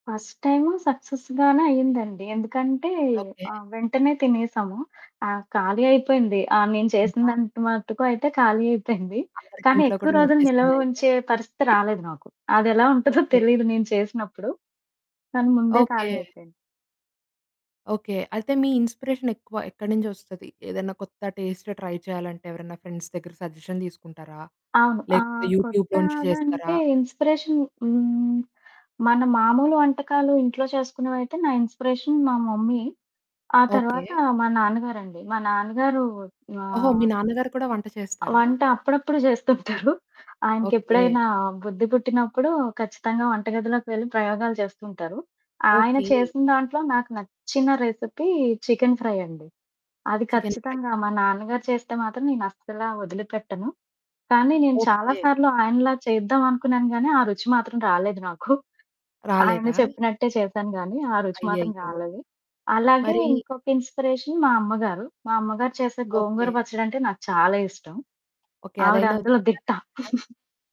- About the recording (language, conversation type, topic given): Telugu, podcast, మీరు కొత్త రుచులను ఎలా అన్వేషిస్తారు?
- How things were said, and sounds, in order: in English: "ఫస్ట్"; in English: "సక్సెస్‌గానే"; static; distorted speech; laughing while speaking: "ఉంటదో"; in English: "టేస్ట్ ట్రై"; in English: "ఫ్రెండ్స్"; in English: "సజెషన్"; in English: "యూట్యూబ్‌లోంచి"; in English: "ఇన్‌స్పిరేషన్"; in English: "ఇన్‌స్పిరేషన్"; in English: "మమ్మీ"; other background noise; giggle; in English: "రెసిపీ"; in English: "ఫ్రై"; in English: "ఫ్రై"; in English: "ఇన్‌స్పిరేషన్"; in English: "కరక్ట్‌గా?"; giggle